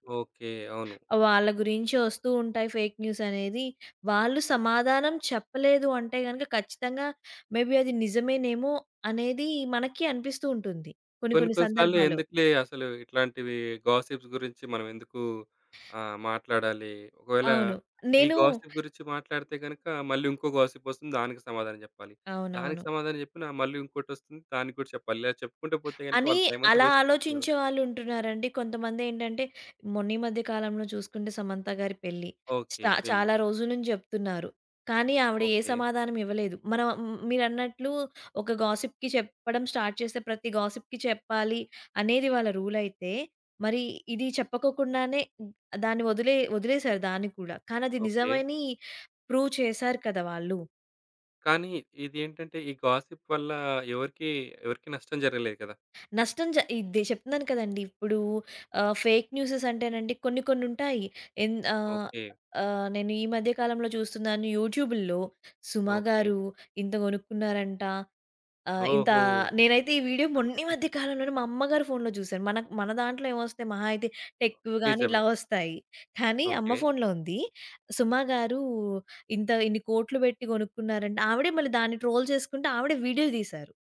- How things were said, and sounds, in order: in English: "ఫేక్"; in English: "మే బీ"; in English: "గాసిప్స్"; other background noise; in English: "గాసిప్"; in English: "గాసిప్"; in English: "గాసిప్‌కి"; in English: "స్టార్ట్"; in English: "గాసిప్‌కి"; in English: "ప్రూవ్"; in English: "గాసిప్"; in English: "ఫేక్ న్యూసెస్"; in English: "వీడియో"; chuckle; in English: "టెక్‌వి"; in English: "ట్రోల్"
- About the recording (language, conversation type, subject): Telugu, podcast, ఫేక్ న్యూస్ కనిపిస్తే మీరు ఏమి చేయాలని అనుకుంటారు?